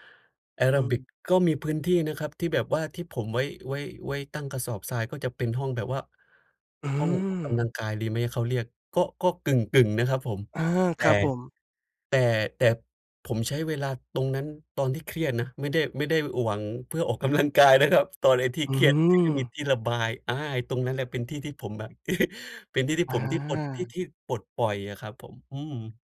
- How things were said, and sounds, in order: laughing while speaking: "กายนะครับ"; chuckle
- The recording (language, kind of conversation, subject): Thai, advice, ควรทำอย่างไรเมื่อหมดแรงจูงใจในการทำสิ่งที่ชอบ?
- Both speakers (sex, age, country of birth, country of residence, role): male, 30-34, Indonesia, Indonesia, user; male, 30-34, Thailand, Thailand, advisor